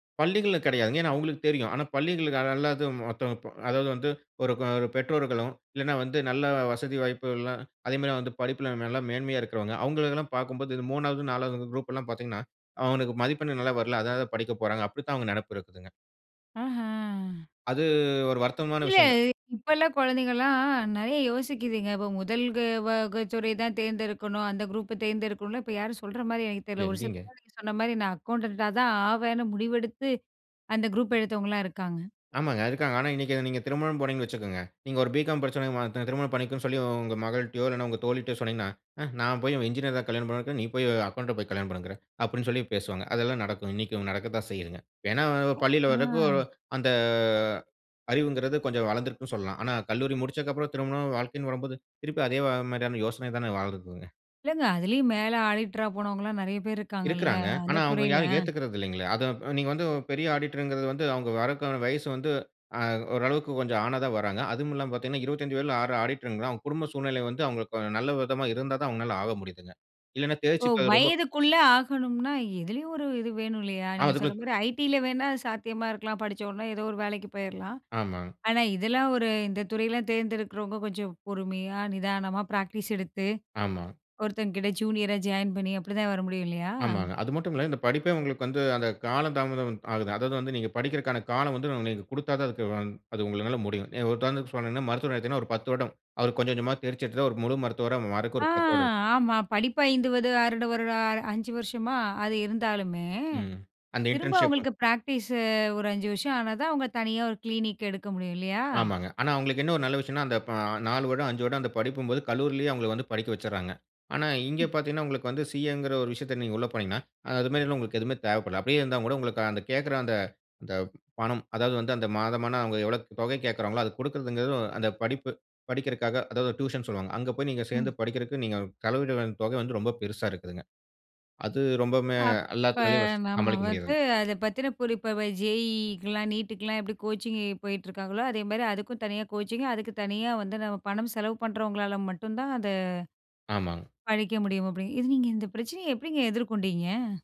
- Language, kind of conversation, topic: Tamil, podcast, மாற்றத்தில் தோல்வி ஏற்பட்டால் நீங்கள் மீண்டும் எப்படித் தொடங்குகிறீர்கள்?
- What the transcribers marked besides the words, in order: in English: "குரூப்பை"; in English: "அக்கவுண்டன்ட்டா"; in English: "குரூப்"; other background noise; in English: "ஆடிட்டரா"; in English: "ப்ராக்டிஸ்"; in English: "ஜூனியரா ஜாயின்"; in English: "இன்டர்ன்ஷிப்"; in English: "கிளினிக்"; "செலவிடுற" said as "கலவிட"; in English: "கோச்சிங்"; in English: "கோச்சிங்"